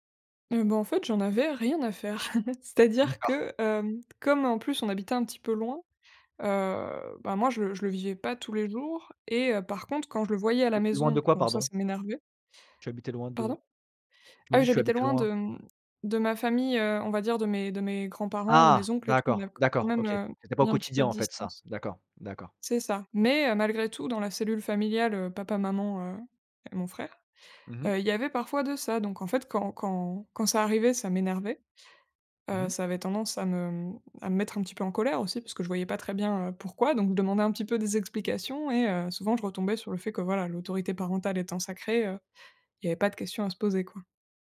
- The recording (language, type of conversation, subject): French, podcast, Comment les rôles de genre ont-ils évolué chez toi ?
- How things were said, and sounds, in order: chuckle; other background noise; unintelligible speech